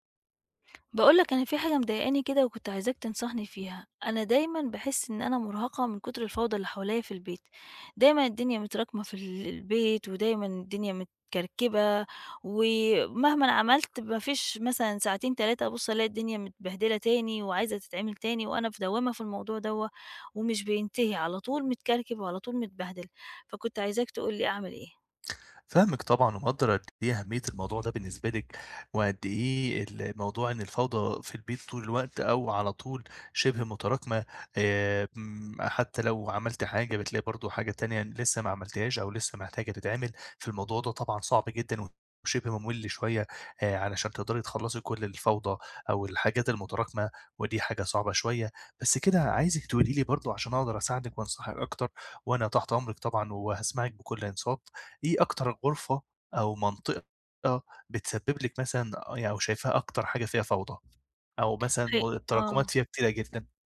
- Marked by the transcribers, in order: tapping
- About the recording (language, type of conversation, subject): Arabic, advice, إزاي أبدأ أقلّل الفوضى المتراكمة في البيت من غير ما أندم على الحاجة اللي هرميها؟